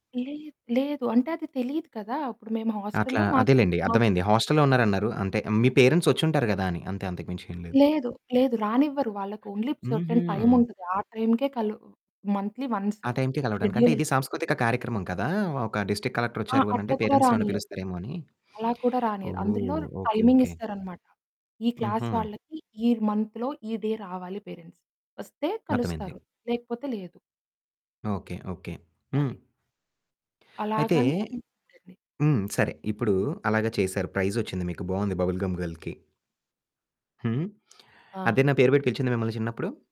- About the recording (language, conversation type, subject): Telugu, podcast, మీ కుటుంబం మీ గుర్తింపును ఎలా చూస్తుంది?
- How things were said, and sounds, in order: static; in English: "హోస్టల్‌లో"; in English: "హోస్టల్‌లో"; unintelligible speech; in English: "పేరెంట్స్"; other background noise; in English: "ఓన్లీ సెర్టైన్"; in English: "టైమ్‌కే"; in English: "మంత్లీ వన్స్"; distorted speech; in English: "డిస్ట్రిక్ట్ కలెక్టర్"; in English: "పేరెంట్స్"; in English: "టైమింగ్"; in English: "క్లాస్"; in English: "మంత్‌లో"; in English: "డే"; in English: "పేరెంట్స్"; unintelligible speech; in English: "ప్రైజ్"; in English: "బబుల్ గమ్ గర్ల్‌కి"